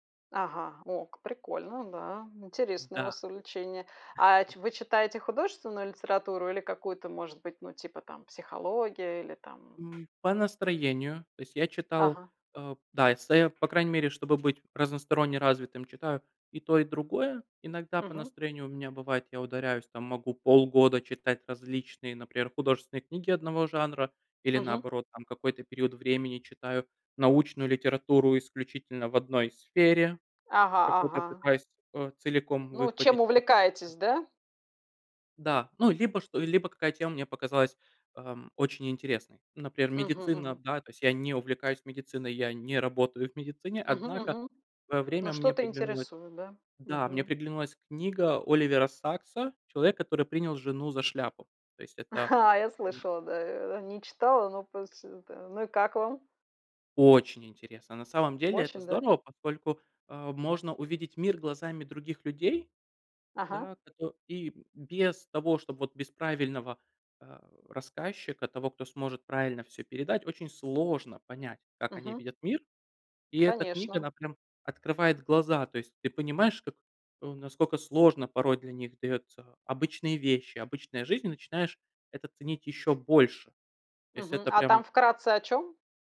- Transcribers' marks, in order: other background noise; tapping; stressed: "сфере"; chuckle; unintelligible speech; "насколько" said as "наскока"
- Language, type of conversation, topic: Russian, unstructured, Что тебе больше всего нравится в твоём увлечении?